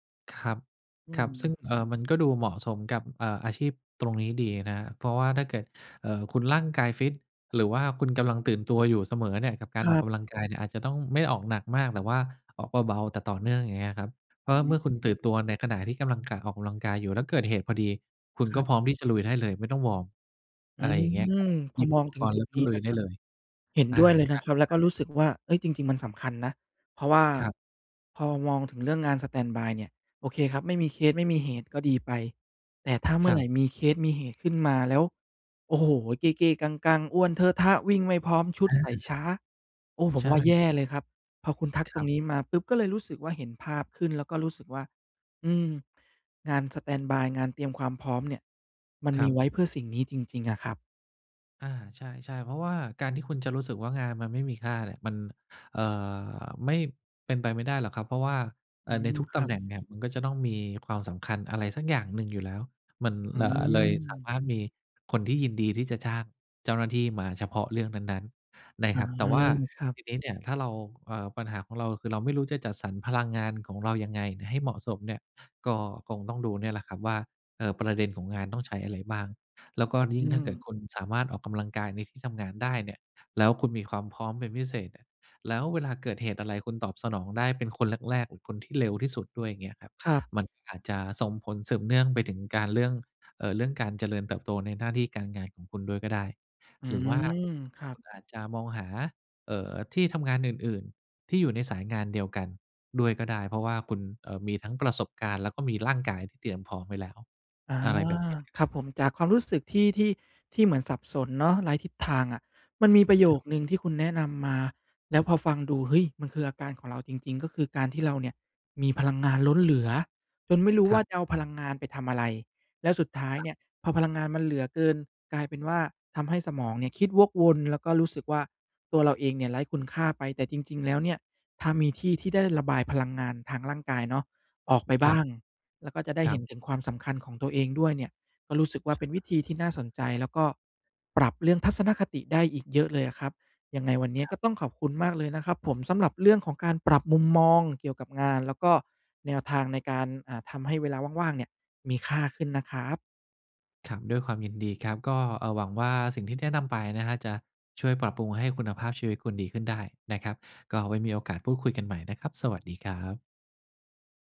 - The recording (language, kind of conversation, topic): Thai, advice, ทำไมฉันถึงรู้สึกว่างานปัจจุบันไร้ความหมายและไม่มีแรงจูงใจ?
- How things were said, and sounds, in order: other background noise; tapping